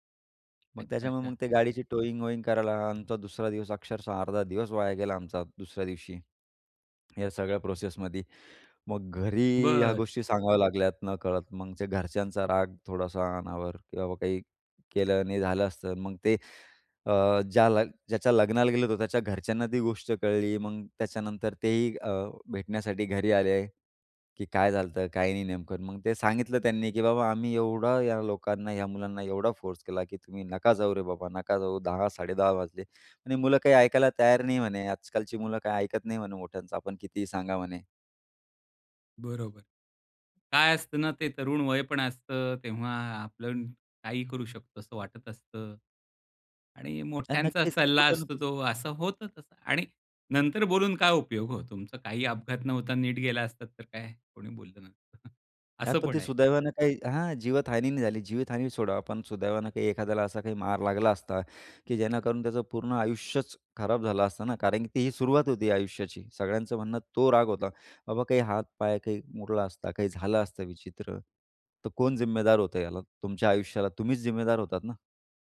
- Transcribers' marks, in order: tapping; chuckle
- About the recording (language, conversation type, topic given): Marathi, podcast, कधी तुमचा जवळजवळ अपघात होण्याचा प्रसंग आला आहे का, आणि तो तुम्ही कसा टाळला?